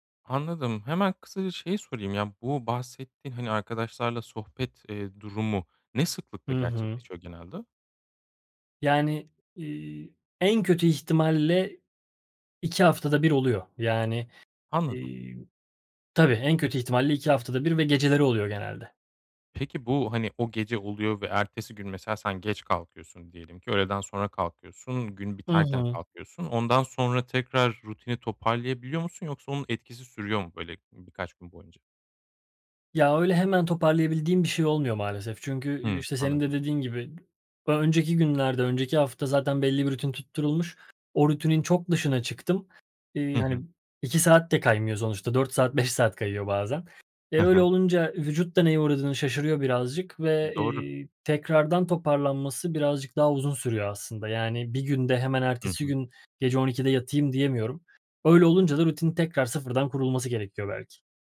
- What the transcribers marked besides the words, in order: tapping; unintelligible speech; unintelligible speech
- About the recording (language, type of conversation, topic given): Turkish, advice, Uyku saatimi düzenli hale getiremiyorum; ne yapabilirim?